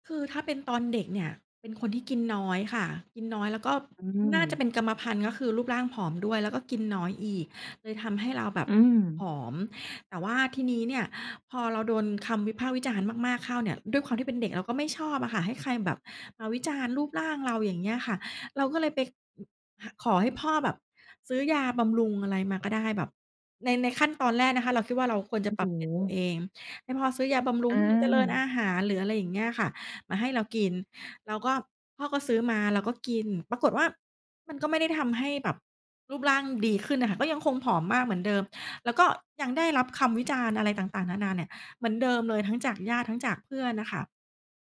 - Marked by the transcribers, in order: other background noise
- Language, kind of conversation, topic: Thai, podcast, คุณจัดการกับคำวิจารณ์อย่างไรให้เป็นประโยชน์?